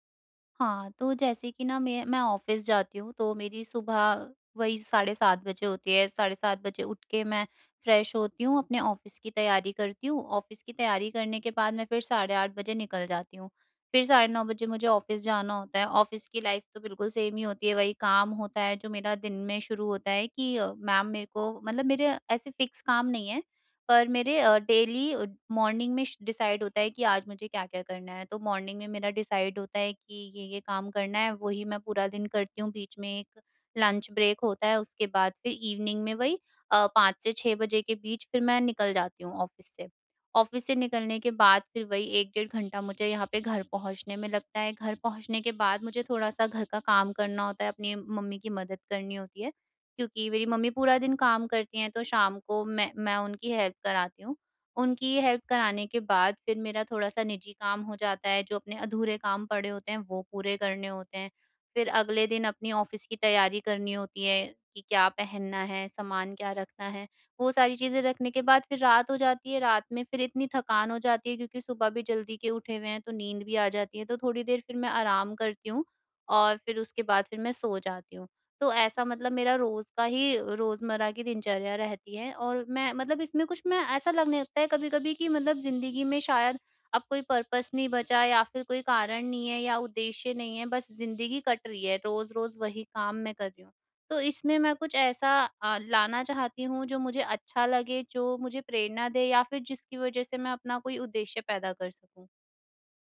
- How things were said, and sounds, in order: in English: "ऑफ़िस"; in English: "फ्रेश"; in English: "ऑफ़िस"; in English: "ऑफ़िस"; in English: "ऑफ़िस"; in English: "ऑफ़िस"; in English: "लाइफ़"; in English: "सेम"; in English: "मैम"; in English: "फ़िक्स"; in English: "डेली"; in English: "मॉर्निंग"; in English: "डिसाइड"; in English: "मॉर्निंग"; in English: "डिसाइड"; in English: "लंच ब्रेक"; in English: "इवनिंग"; in English: "ऑफ़िस"; in English: "ऑफ़िस"; in English: "हेल्प"; in English: "हेल्प"; in English: "ऑफ़िस"; in English: "पर्पस"
- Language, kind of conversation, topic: Hindi, advice, रोज़मर्रा की दिनचर्या में बदलाव करके नए विचार कैसे उत्पन्न कर सकता/सकती हूँ?